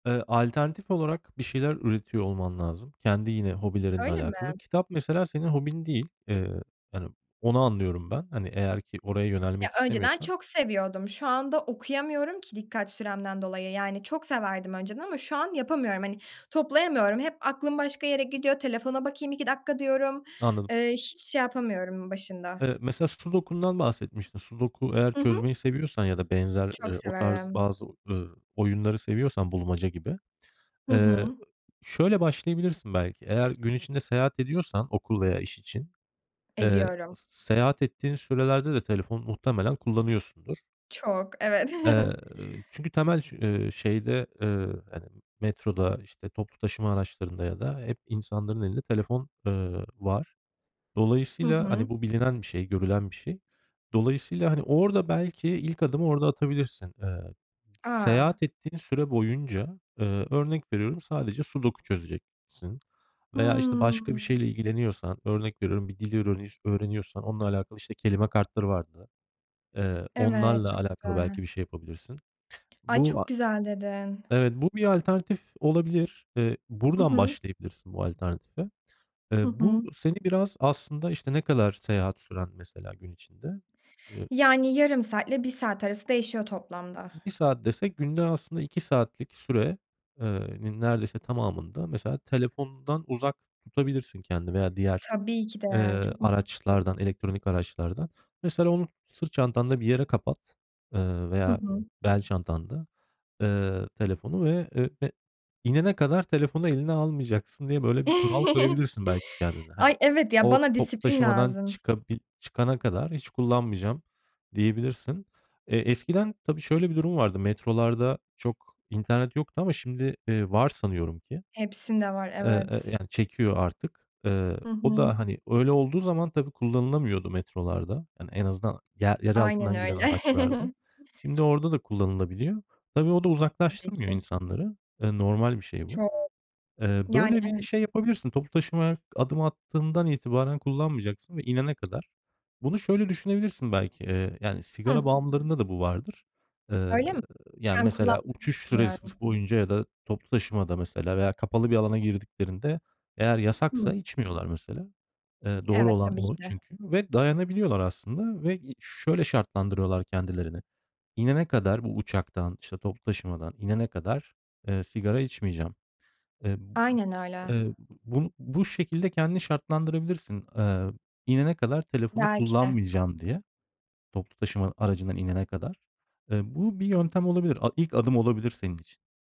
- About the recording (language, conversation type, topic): Turkish, advice, Telefon ve sosyal medya kullanımımı azaltmakta neden zorlanıyorum ve dikkatimin dağılmasını nasıl önleyebilirim?
- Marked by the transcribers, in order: tapping; other background noise; chuckle; unintelligible speech; chuckle; chuckle